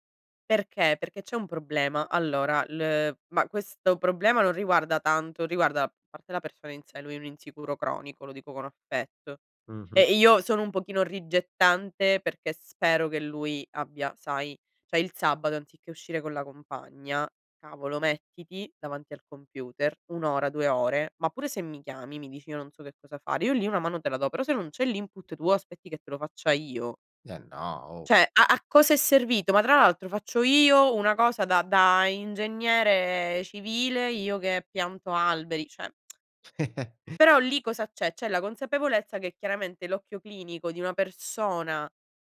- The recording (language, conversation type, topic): Italian, podcast, In che modo impari a dire no senza sensi di colpa?
- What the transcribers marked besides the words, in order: "cioè" said as "ceh"; "cioè" said as "ceh"; "cioè" said as "ceh"; tsk; chuckle